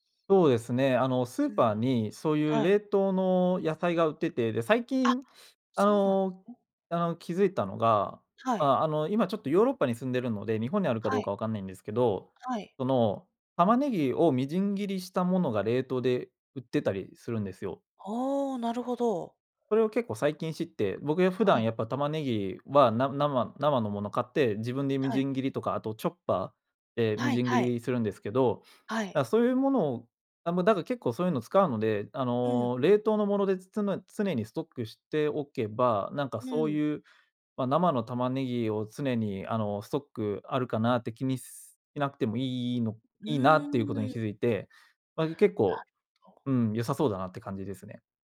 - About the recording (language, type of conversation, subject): Japanese, podcast, 普段、食事の献立はどのように決めていますか？
- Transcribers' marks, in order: other noise; other background noise; in English: "チョッパー？"